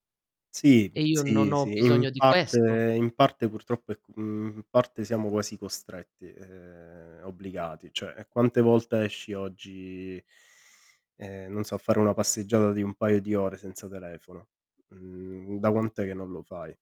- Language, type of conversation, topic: Italian, unstructured, Come definiresti una vera amicizia?
- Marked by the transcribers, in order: drawn out: "uhm"; static